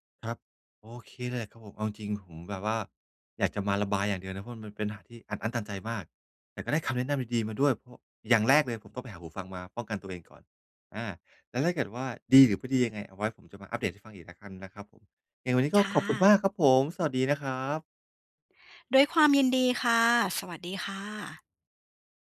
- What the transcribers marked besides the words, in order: none
- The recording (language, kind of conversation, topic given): Thai, advice, ทำอย่างไรให้ผ่อนคลายได้เมื่อพักอยู่บ้านแต่ยังรู้สึกเครียด?